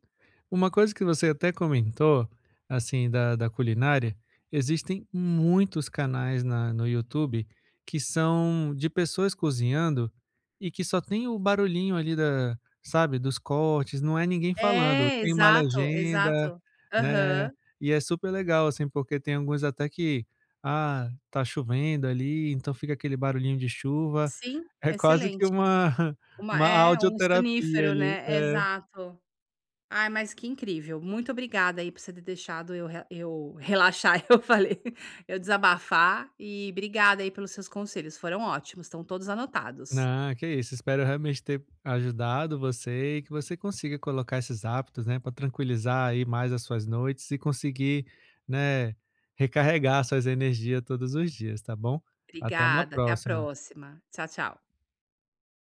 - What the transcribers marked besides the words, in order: other background noise; tapping; chuckle; laughing while speaking: "relaxar, eu falei"
- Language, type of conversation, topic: Portuguese, advice, Como posso estabelecer hábitos calmantes antes de dormir todas as noites?